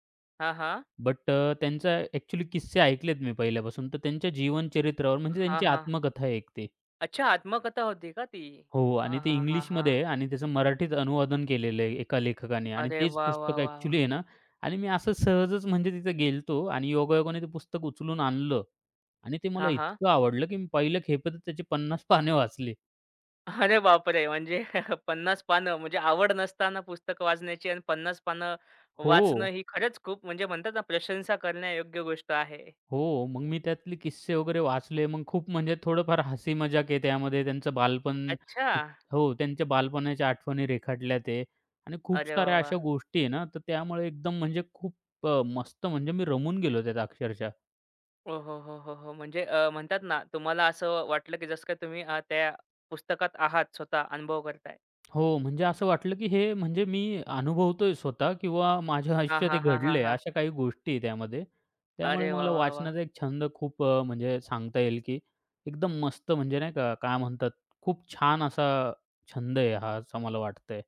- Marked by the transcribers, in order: other background noise; laughing while speaking: "अरे बापरे!"; chuckle; tapping
- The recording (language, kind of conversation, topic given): Marathi, podcast, एखादा छंद तुम्ही कसा सुरू केला, ते सांगाल का?